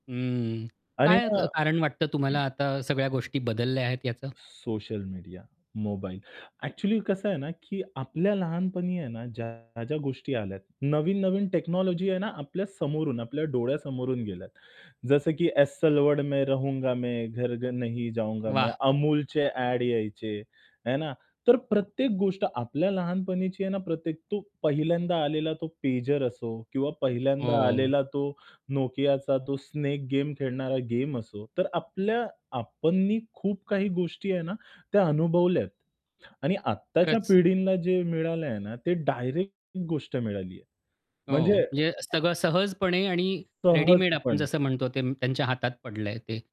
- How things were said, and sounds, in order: tapping; throat clearing; static; distorted speech; in English: "टेक्नॉलॉजी"; in Hindi: "में रहूंगा मैं. घर-घर नहीं जाऊंगा मैं"; other background noise; other noise
- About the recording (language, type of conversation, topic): Marathi, podcast, तुझी लहानपणीची आवडती आठवण कोणती आहे?